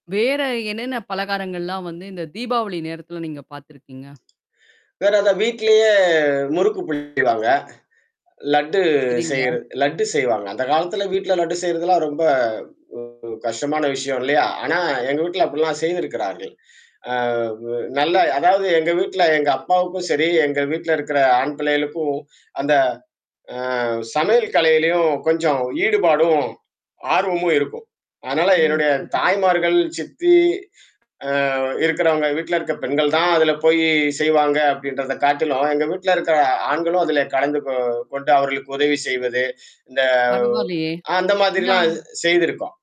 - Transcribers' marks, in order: other noise; drawn out: "வீட்டிலேயே"; distorted speech
- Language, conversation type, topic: Tamil, podcast, பெருவிழா விருந்துகளில் வடை, சமோசா போன்றவற்றின் வீட்டு வாசனை நினைவுகளைப் பற்றி சொல்ல முடியுமா?